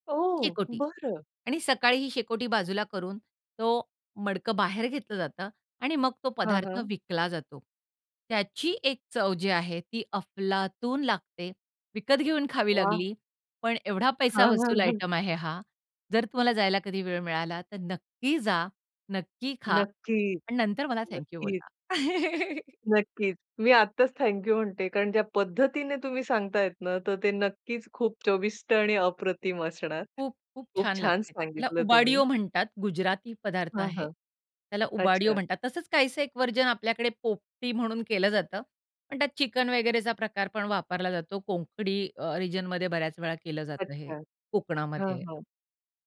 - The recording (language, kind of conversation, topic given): Marathi, podcast, हंगामी पदार्थांबद्दल तुझी आवडती आठवण कोणती आहे?
- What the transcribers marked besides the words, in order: surprised: "ओह! बरं"; tapping; laugh; other background noise; in English: "व्हर्जन"; in English: "रिजनमध्ये"